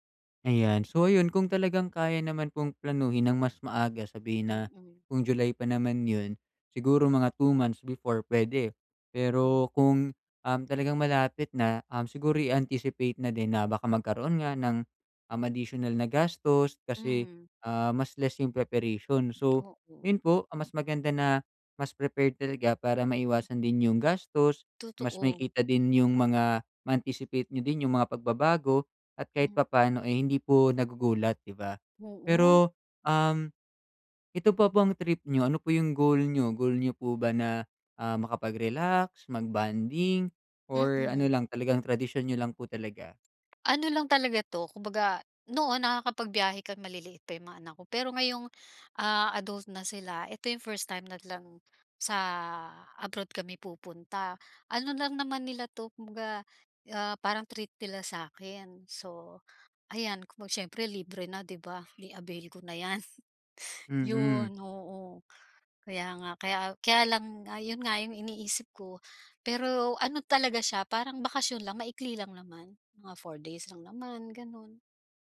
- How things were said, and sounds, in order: none
- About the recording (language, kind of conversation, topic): Filipino, advice, Paano ko mababawasan ang stress kapag nagbibiyahe o nagbabakasyon ako?
- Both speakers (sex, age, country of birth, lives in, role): female, 55-59, Philippines, Philippines, user; male, 25-29, Philippines, Philippines, advisor